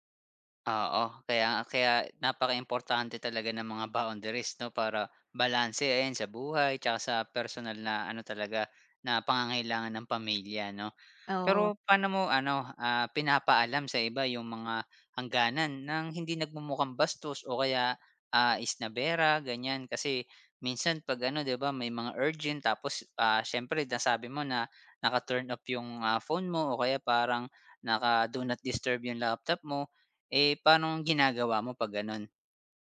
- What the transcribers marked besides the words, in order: other background noise
- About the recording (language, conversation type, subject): Filipino, podcast, Paano ka nagtatakda ng hangganan sa pagitan ng trabaho at personal na buhay?